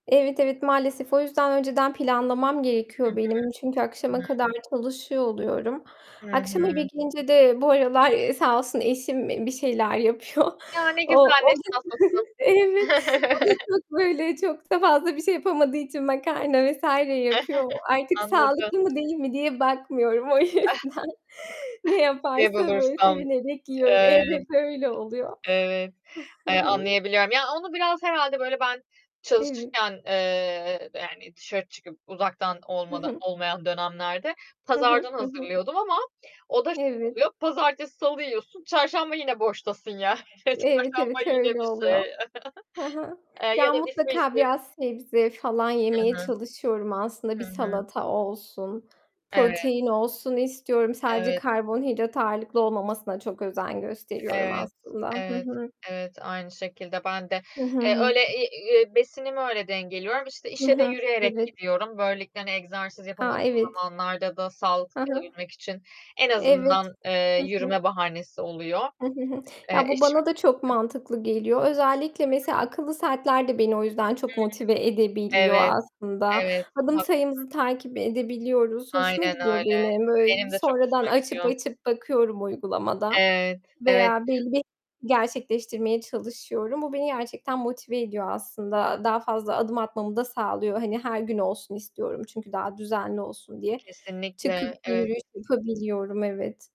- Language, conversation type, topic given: Turkish, unstructured, Sağlıklı kalmak için her gün edinilmesi gereken en önemli alışkanlık nedir?
- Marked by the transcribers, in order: other background noise; distorted speech; tapping; laughing while speaking: "yapıyor. O"; giggle; chuckle; chuckle; chuckle; laughing while speaking: "o yüzden"; laughing while speaking: "yani"; chuckle; unintelligible speech